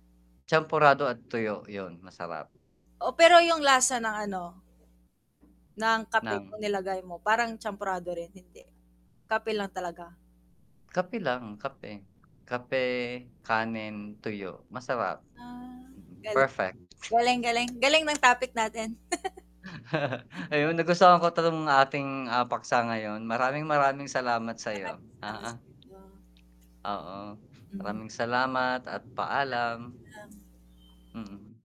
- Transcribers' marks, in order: distorted speech; static; mechanical hum; scoff; tapping; chuckle; "oo" said as "aa"; unintelligible speech; other noise
- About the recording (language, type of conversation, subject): Filipino, unstructured, Alin ang mas gusto mo at bakit: kape o tsaa?
- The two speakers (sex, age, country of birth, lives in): female, 25-29, Philippines, Philippines; male, 45-49, Philippines, Philippines